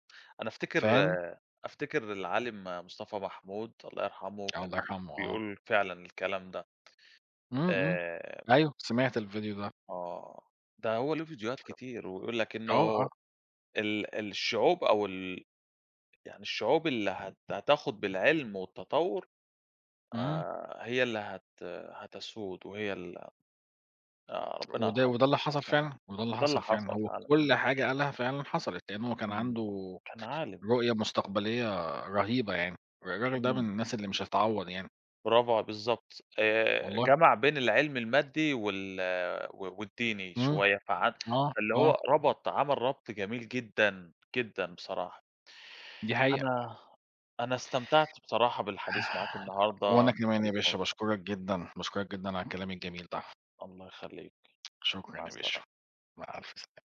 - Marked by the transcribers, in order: tapping; unintelligible speech; unintelligible speech; other background noise; other noise
- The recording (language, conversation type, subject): Arabic, unstructured, إيه أهم الاكتشافات العلمية اللي غيّرت حياتنا؟